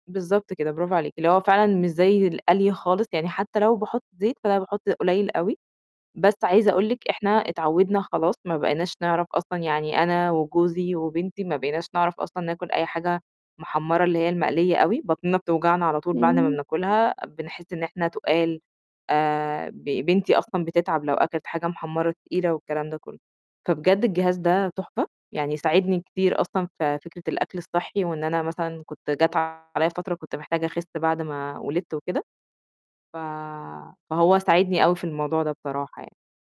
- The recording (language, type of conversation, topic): Arabic, podcast, بصراحة، إزاي التكنولوجيا ممكن تسهّل علينا شغل البيت اليومي؟
- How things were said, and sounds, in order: tapping; distorted speech